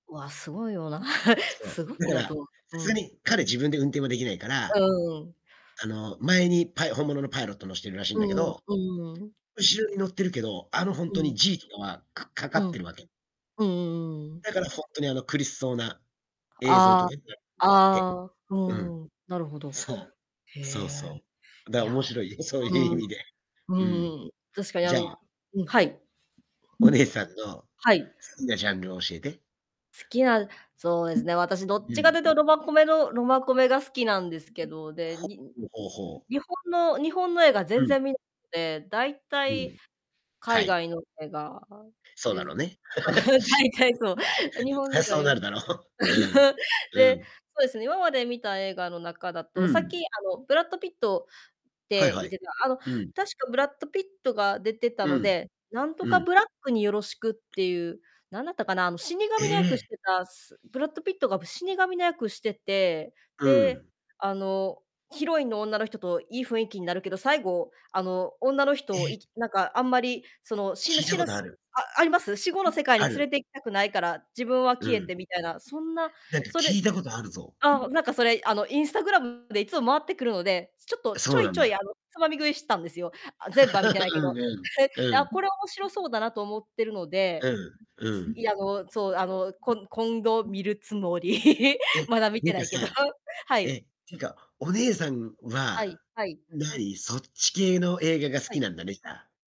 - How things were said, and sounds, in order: chuckle; distorted speech; unintelligible speech; laughing while speaking: "面白いよ。そういう意味で"; other background noise; tapping; unintelligible speech; chuckle; unintelligible speech; laugh; chuckle; laugh; chuckle; laughing while speaking: "つもり"; chuckle
- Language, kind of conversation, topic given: Japanese, unstructured, 好きな映画のジャンルは何ですか？